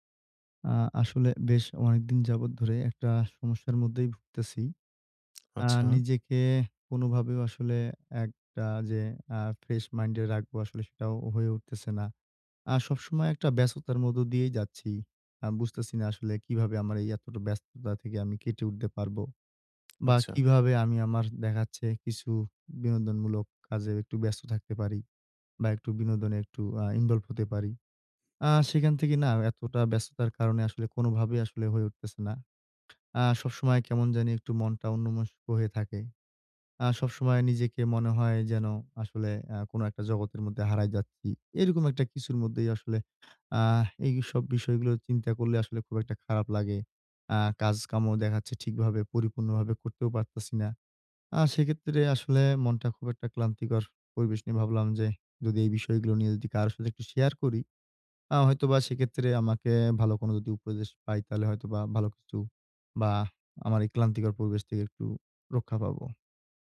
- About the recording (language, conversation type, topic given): Bengali, advice, বিনোদন উপভোগ করতে গেলে কেন আমি এত ক্লান্ত ও ব্যস্ত বোধ করি?
- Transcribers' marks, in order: tapping; in English: "ইনভল্ভ"